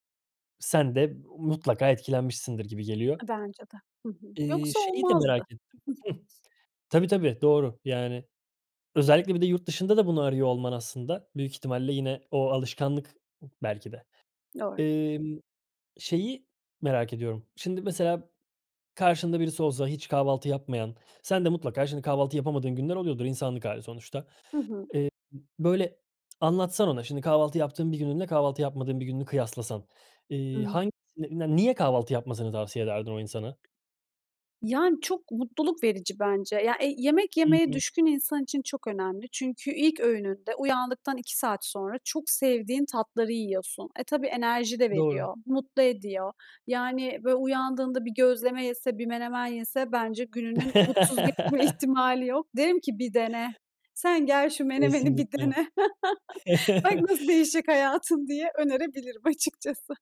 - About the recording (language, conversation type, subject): Turkish, podcast, Kahvaltı senin için nasıl bir ritüel, anlatır mısın?
- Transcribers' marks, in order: other background noise; tapping; laugh; chuckle; laughing while speaking: "Bak, nasıl değişecek hayatın"; chuckle; laughing while speaking: "açıkçası"